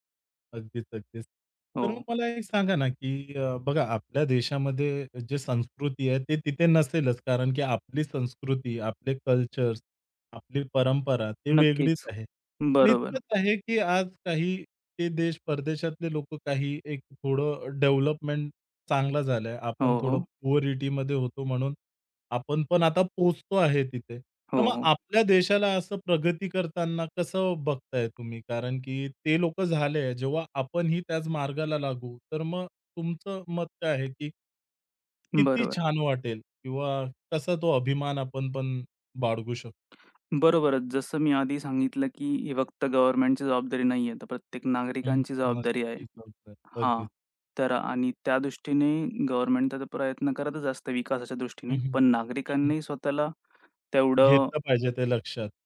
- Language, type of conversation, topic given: Marathi, podcast, परदेशात लोकांकडून तुम्हाला काय शिकायला मिळालं?
- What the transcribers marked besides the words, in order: other background noise; in English: "पुअरिटीमध्ये"; tapping